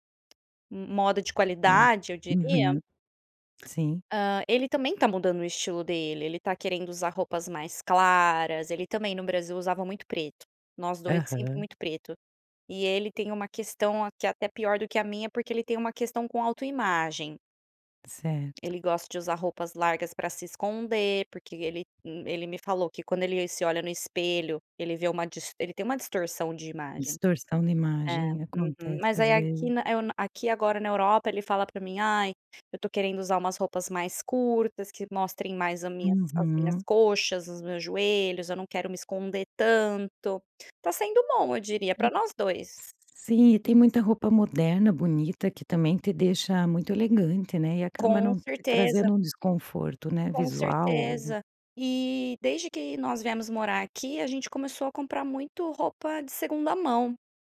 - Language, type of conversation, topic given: Portuguese, podcast, O que seu guarda-roupa diz sobre você?
- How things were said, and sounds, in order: tapping